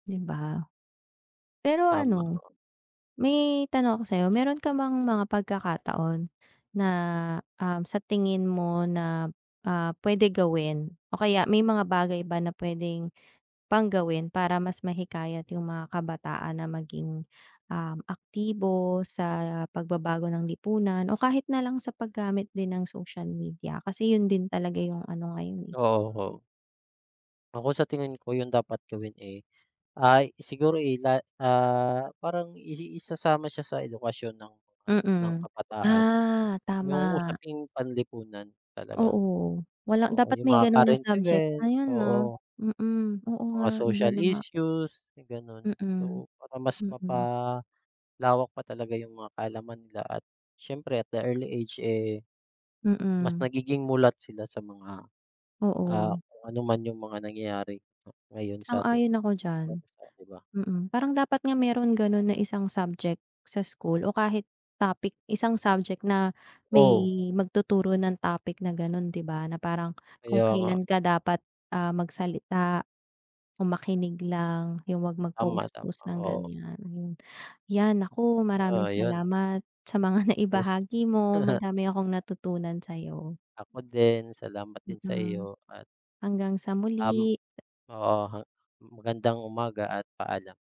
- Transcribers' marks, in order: other background noise; in English: "social issues"; chuckle
- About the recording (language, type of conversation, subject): Filipino, unstructured, Paano mo nakikita ang papel ng kabataan sa pagbabago ng lipunan?